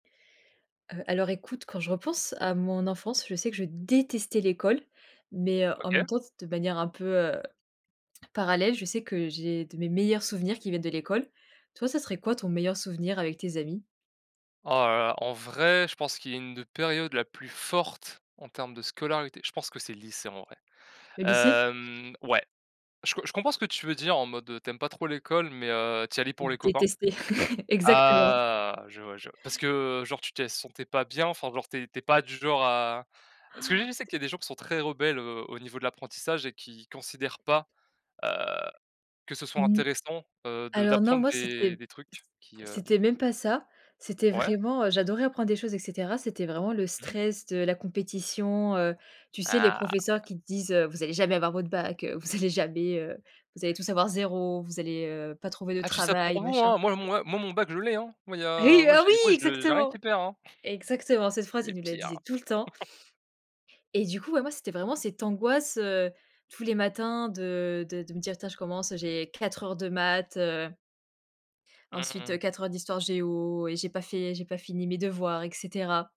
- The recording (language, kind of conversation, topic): French, unstructured, Quel est ton meilleur souvenir avec tes amis à l’école ?
- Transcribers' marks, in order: stressed: "détestais"; other background noise; stressed: "forte"; laugh; drawn out: "ah !"; laugh; gasp; tapping; anticipating: "Hey ! Oh oui ! Exactement !"; laugh